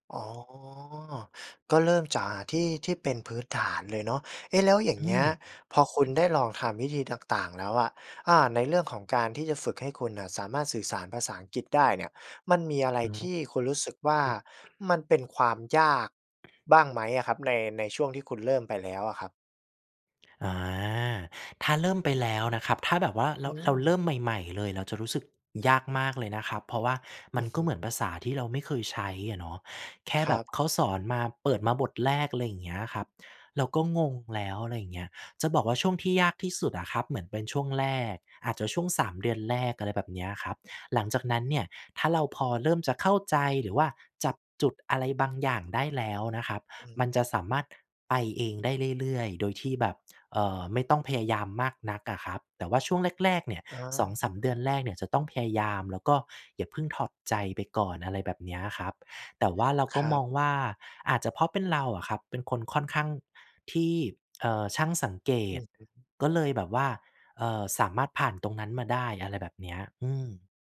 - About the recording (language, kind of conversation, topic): Thai, podcast, เริ่มเรียนรู้ทักษะใหม่ตอนเป็นผู้ใหญ่ คุณเริ่มต้นอย่างไร?
- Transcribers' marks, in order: tapping; throat clearing; cough